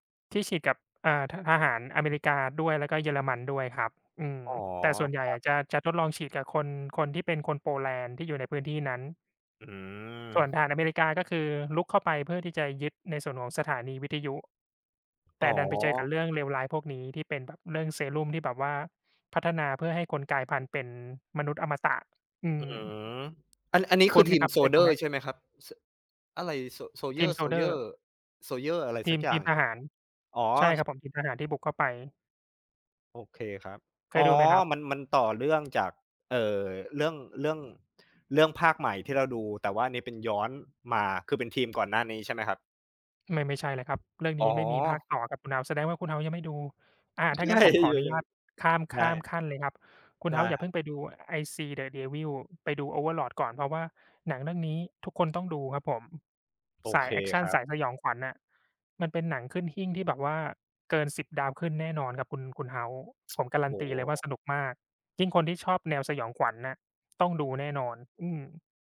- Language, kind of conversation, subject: Thai, unstructured, คุณชอบดูหนังแนวไหนที่สุด และเพราะอะไร?
- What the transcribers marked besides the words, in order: tapping; laughing while speaking: "ใช่ เออ ๆ"; tsk